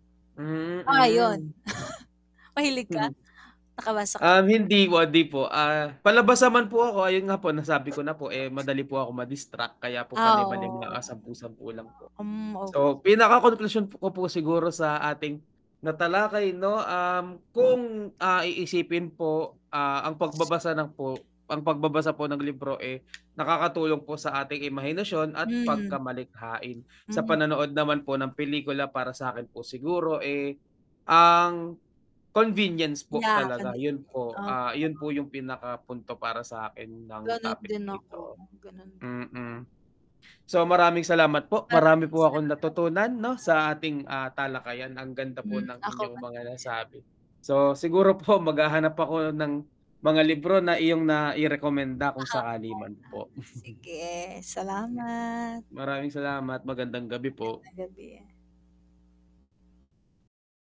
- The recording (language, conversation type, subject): Filipino, unstructured, Alin ang mas gusto mo: magbasa ng libro o manood ng pelikula?
- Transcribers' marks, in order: static; chuckle; other background noise; lip smack; other noise; background speech; tsk; tongue click; distorted speech; unintelligible speech; laughing while speaking: "siguro po"; unintelligible speech; mechanical hum; chuckle